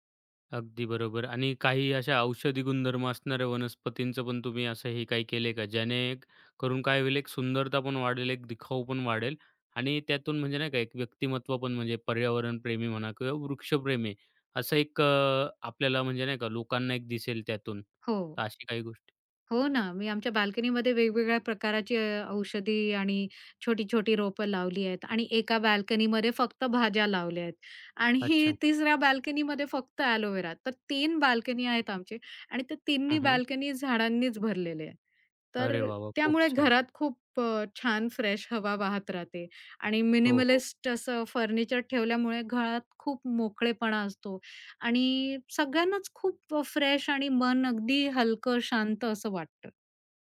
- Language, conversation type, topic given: Marathi, podcast, घर सजावटीत साधेपणा आणि व्यक्तिमत्त्व यांचे संतुलन कसे साधावे?
- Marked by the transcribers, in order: tapping; in English: "फ्रेश"; in English: "मिनिमलिस्ट"; in English: "फ्रेश"